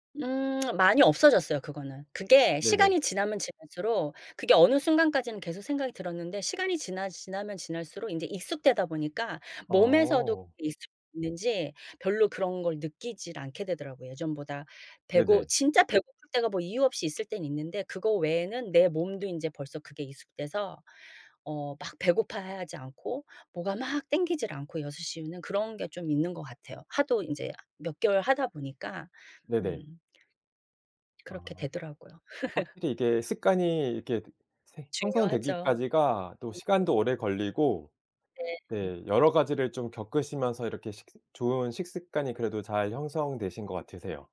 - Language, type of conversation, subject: Korean, podcast, 식사 습관에서 가장 중요하게 생각하는 것은 무엇인가요?
- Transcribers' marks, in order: lip smack; "익숙하다" said as "익숙되다"; tapping; laugh; other background noise; unintelligible speech